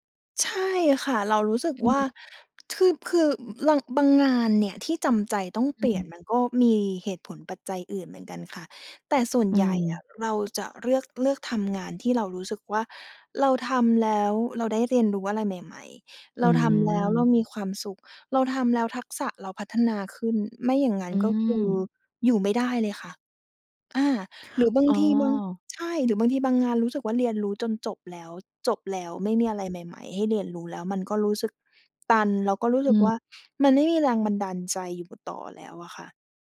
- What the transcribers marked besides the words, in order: drawn out: "อืม"
- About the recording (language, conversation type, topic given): Thai, podcast, อะไรคือสัญญาณว่าคุณควรเปลี่ยนเส้นทางอาชีพ?